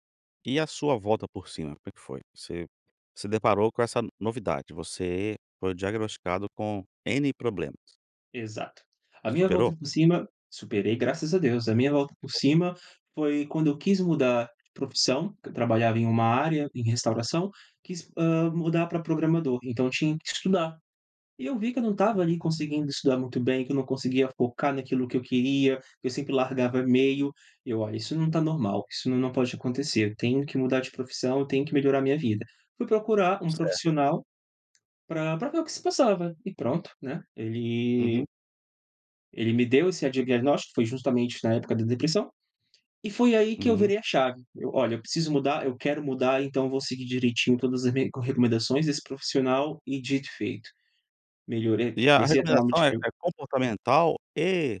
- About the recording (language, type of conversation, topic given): Portuguese, podcast, Você pode contar sobre uma vez em que deu a volta por cima?
- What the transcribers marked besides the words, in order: unintelligible speech; tapping